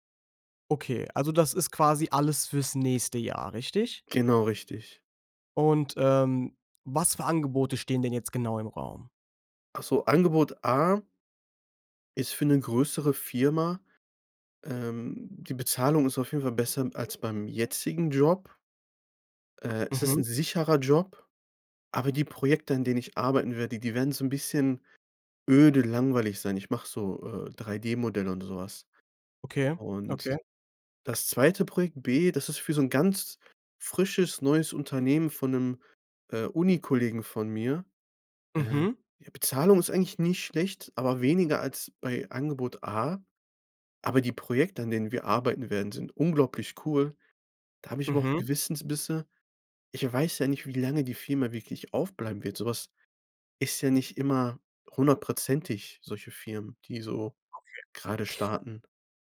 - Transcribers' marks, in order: none
- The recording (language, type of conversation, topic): German, advice, Wie wäge ich ein Jobangebot gegenüber mehreren Alternativen ab?